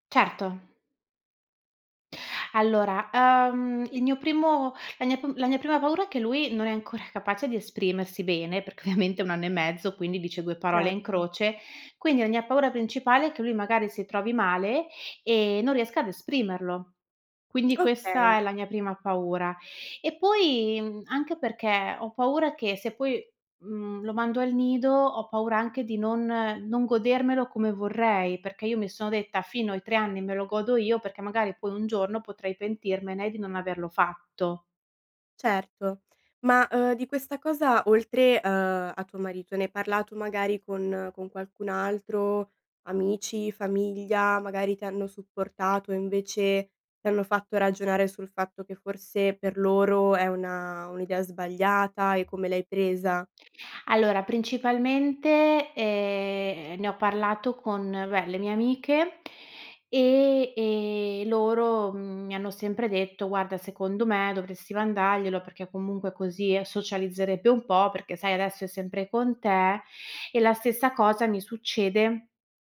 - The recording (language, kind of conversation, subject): Italian, advice, Come ti senti all’idea di diventare genitore per la prima volta e come vivi l’ansia legata a questo cambiamento?
- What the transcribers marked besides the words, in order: laughing while speaking: "ancora"; laughing while speaking: "ovviamente"; tapping